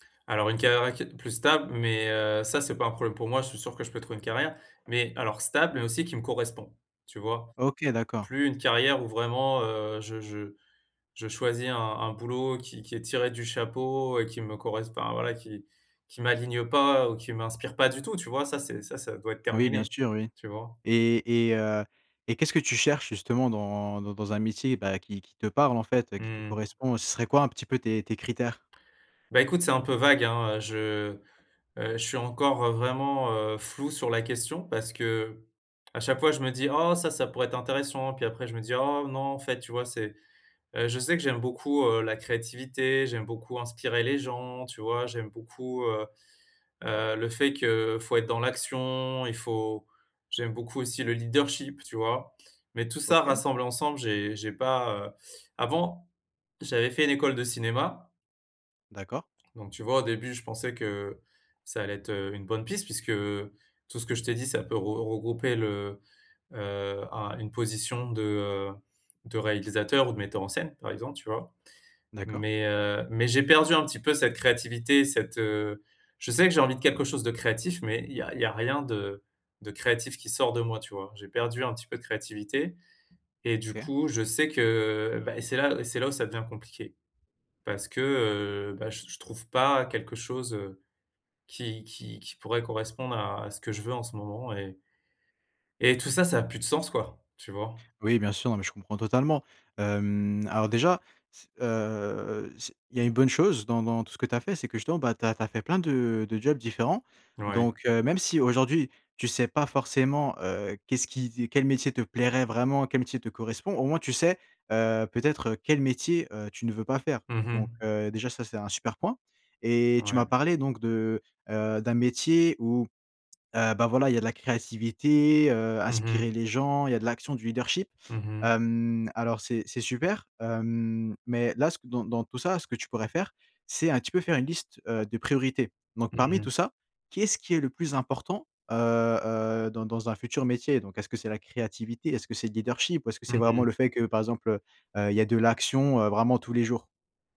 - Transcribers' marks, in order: other background noise; stressed: "pas du tout"; tapping
- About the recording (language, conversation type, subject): French, advice, Comment puis-je trouver du sens après une perte liée à un changement ?